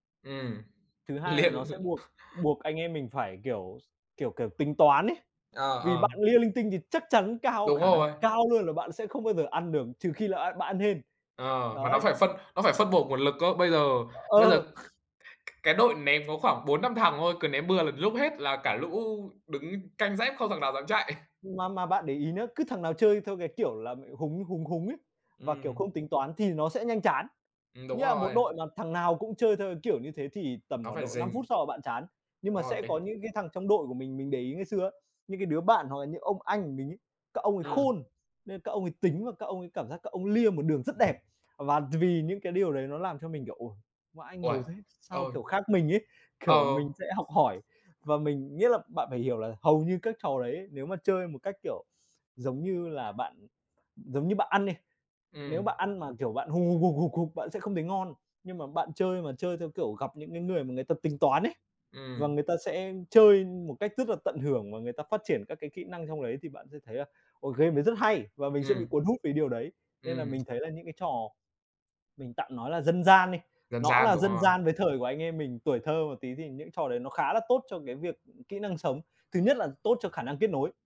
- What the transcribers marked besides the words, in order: laughing while speaking: "lia l"; other background noise; tapping; laughing while speaking: "Ờ"; laughing while speaking: "chạy"; laughing while speaking: "kiểu"
- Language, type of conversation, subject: Vietnamese, unstructured, Bạn có muốn hồi sinh trò chơi nào từ tuổi thơ không?
- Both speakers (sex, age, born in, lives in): male, 20-24, Vietnam, Vietnam; male, 25-29, Vietnam, Vietnam